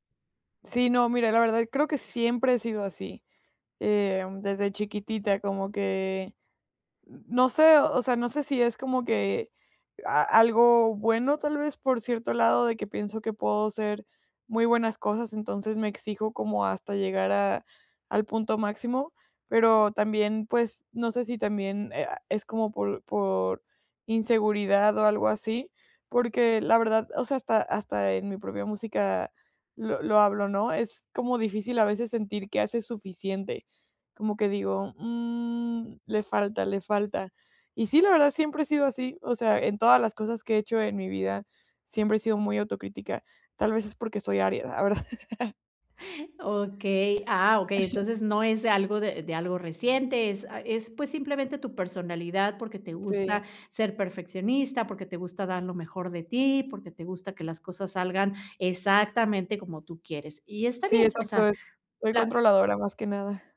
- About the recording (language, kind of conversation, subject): Spanish, advice, ¿Por qué sigo repitiendo un patrón de autocrítica por cosas pequeñas?
- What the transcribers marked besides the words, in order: laugh